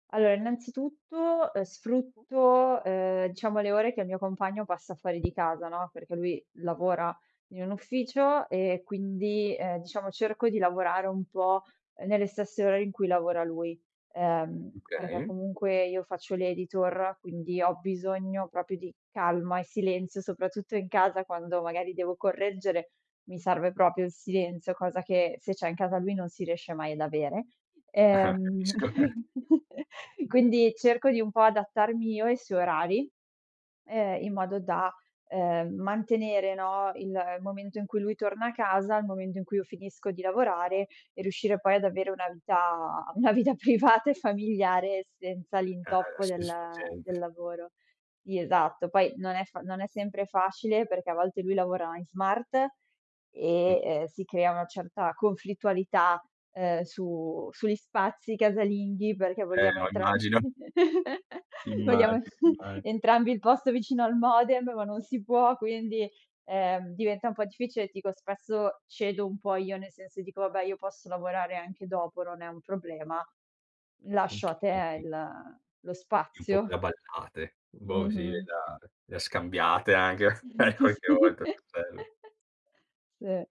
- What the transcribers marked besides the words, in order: tapping; laughing while speaking: "Ah, capisco"; chuckle; laughing while speaking: "una vita privata"; chuckle; unintelligible speech; other background noise; laughing while speaking: "qualche volta"; chuckle; laughing while speaking: "Sì"; chuckle
- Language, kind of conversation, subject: Italian, podcast, Come gestite il tempo tra lavoro e vita familiare?